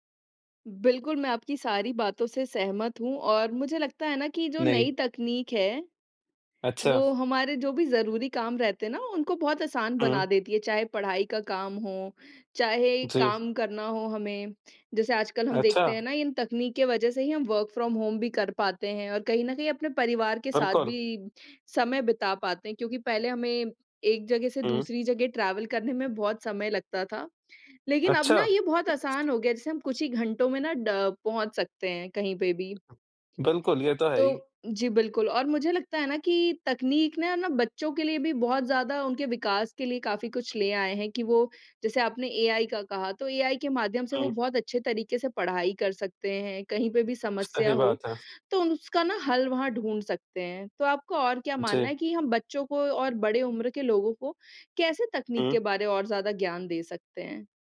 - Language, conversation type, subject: Hindi, unstructured, कौन-सी नई तकनीक आपको सबसे ज़्यादा प्रभावित करती है?
- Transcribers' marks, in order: in English: "वर्क फ्रॉम होम"; in English: "ट्रैवल"; other noise